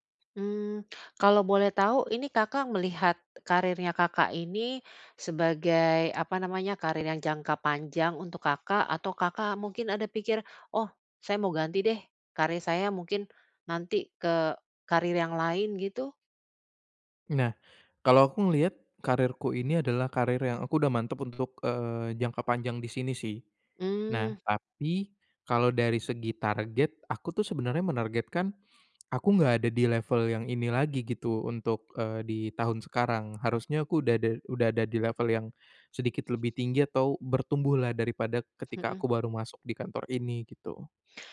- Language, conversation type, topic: Indonesian, advice, Bagaimana saya tahu apakah karier saya sedang mengalami stagnasi?
- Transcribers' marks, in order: none